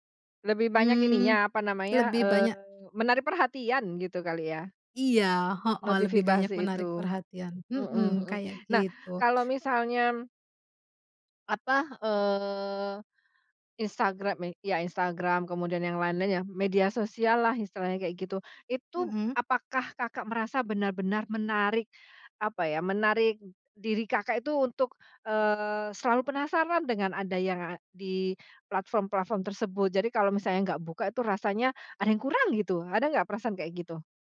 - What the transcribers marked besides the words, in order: tapping
- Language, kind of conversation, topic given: Indonesian, podcast, Bagaimana cara Anda tetap fokus saat bekerja menggunakan gawai?